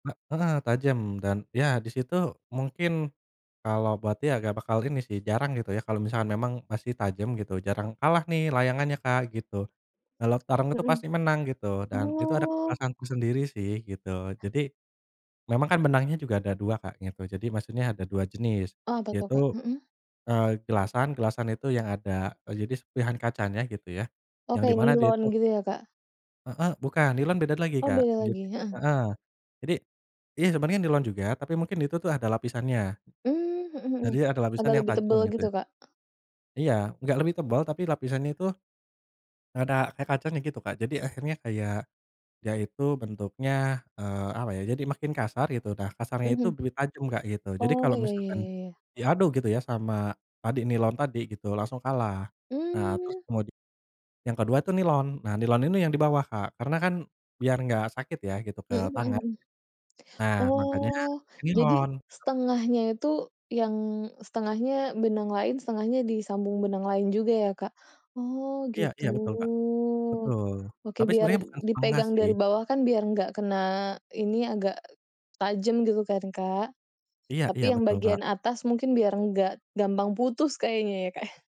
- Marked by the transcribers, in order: tapping; other background noise; drawn out: "gitu"; chuckle
- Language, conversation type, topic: Indonesian, podcast, Mainan tradisional Indonesia apa yang paling kamu suka?